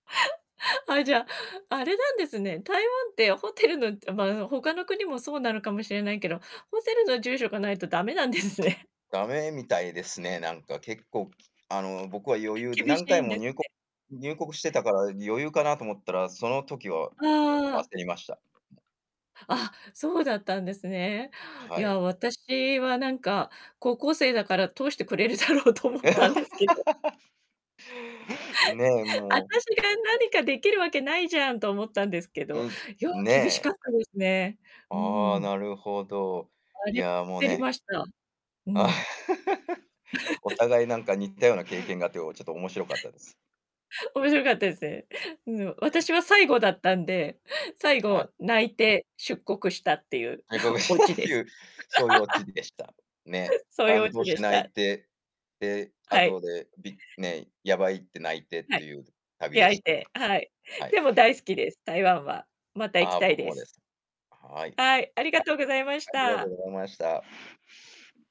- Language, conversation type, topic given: Japanese, unstructured, 旅先で出会った人の中で、特に印象に残っている人はいますか？
- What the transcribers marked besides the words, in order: laugh; laughing while speaking: "ホテルの"; distorted speech; laughing while speaking: "駄目なんですね"; unintelligible speech; other background noise; laughing while speaking: "通してくれるだろうと思ったんですけど"; laugh; unintelligible speech; laugh; tapping; laugh; laugh; laughing while speaking: "外国人だいう"; chuckle; laugh